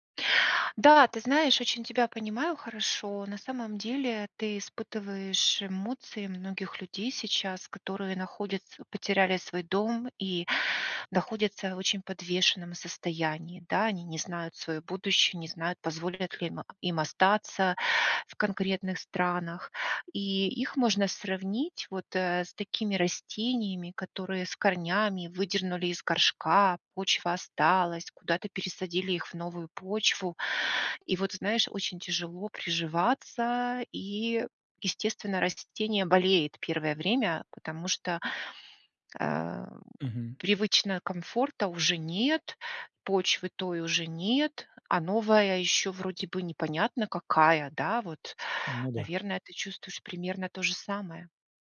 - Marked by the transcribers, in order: none
- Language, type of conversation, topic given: Russian, advice, Как мне сосредоточиться на том, что я могу изменить, а не на тревожных мыслях?